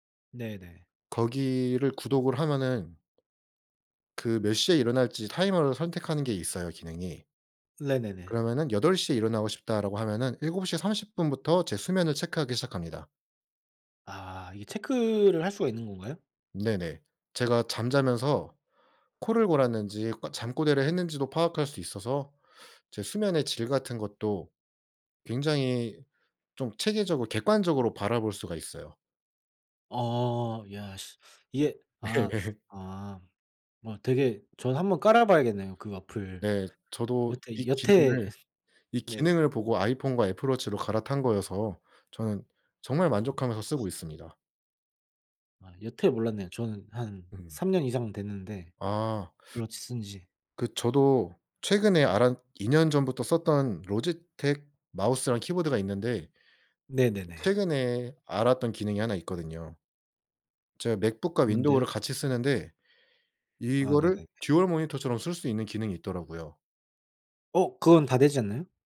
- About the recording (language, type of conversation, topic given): Korean, unstructured, 좋은 감정을 키우기 위해 매일 실천하는 작은 습관이 있으신가요?
- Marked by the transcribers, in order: tapping; laughing while speaking: "네"; other background noise